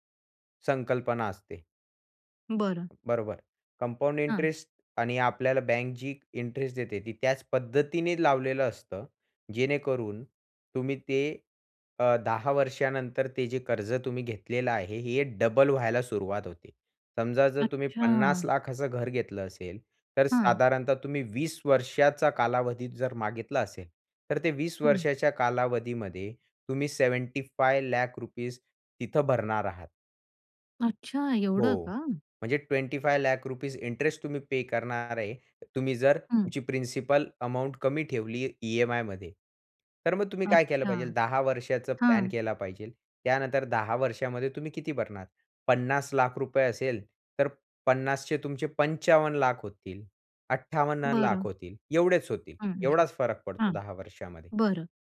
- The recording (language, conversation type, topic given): Marathi, podcast, घर खरेदी करायची की भाडेतत्त्वावर राहायचं हे दीर्घकालीन दृष्टीने कसं ठरवायचं?
- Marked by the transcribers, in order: in English: "कंपाउंड इंटरेस्ट"; in English: "इंटरेस्ट"; in English: "डबल"; in English: "सेव्हेंटी फाइव लाख रुपीज"; in English: "ट्वेंटी फाइव्ह लाख रुपीज इंटरेस्ट"; in English: "प्रिन्सिपल अमाउंट"; in English: "पन्नास लाख रुपये"; in English: "पंचावन्न लाख"; in English: "अठ्ठावन्न लाख"